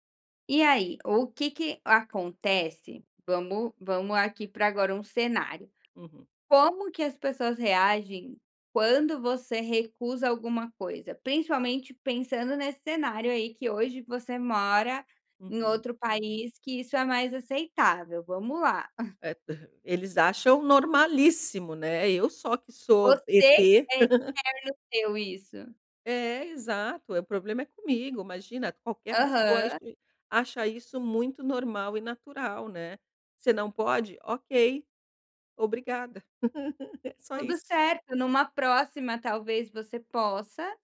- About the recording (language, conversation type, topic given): Portuguese, advice, Como posso estabelecer limites e dizer não em um grupo?
- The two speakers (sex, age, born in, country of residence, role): female, 35-39, Brazil, Portugal, advisor; female, 50-54, Brazil, Portugal, user
- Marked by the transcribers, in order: tapping; chuckle; other noise; unintelligible speech; chuckle; chuckle